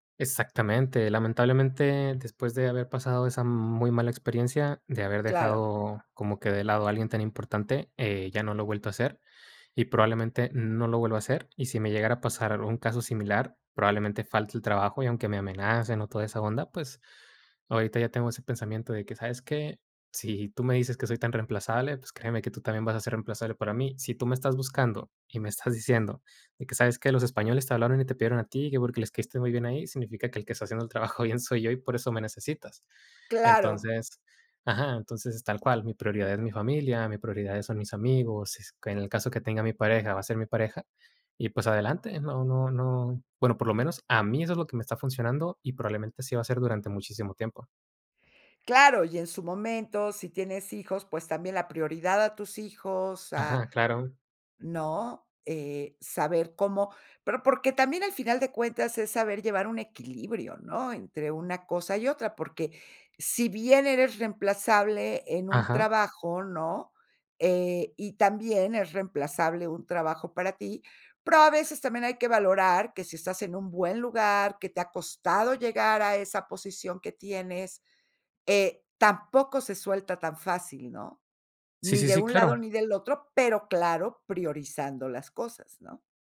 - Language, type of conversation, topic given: Spanish, podcast, ¿Cómo estableces límites entre el trabajo y tu vida personal cuando siempre tienes el celular a la mano?
- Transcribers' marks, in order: laughing while speaking: "bien"